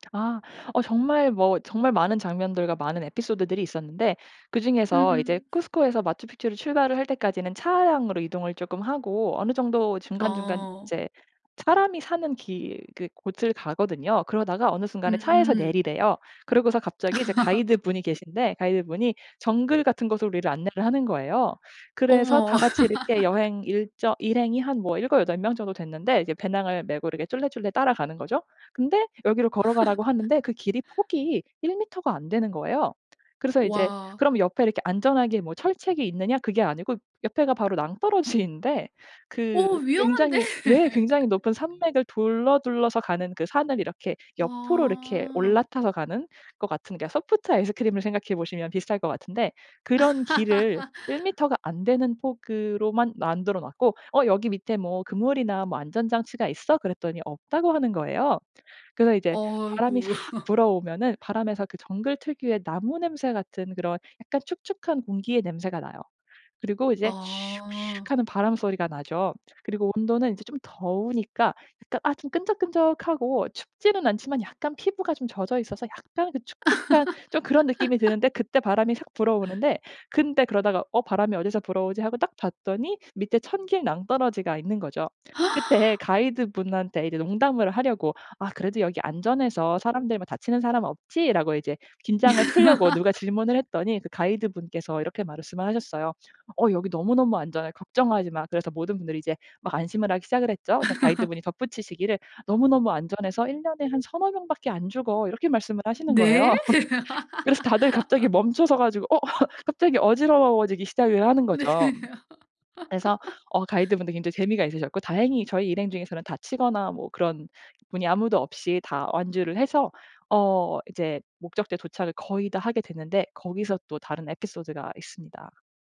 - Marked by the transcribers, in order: laugh; laugh; laugh; laughing while speaking: "낭떠러지인데"; laughing while speaking: "위험한데"; laugh; laugh; laugh; laugh; gasp; laugh; laugh; laugh; laughing while speaking: "네"; other background noise; laugh
- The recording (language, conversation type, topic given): Korean, podcast, 가장 기억에 남는 여행 이야기를 들려줄래요?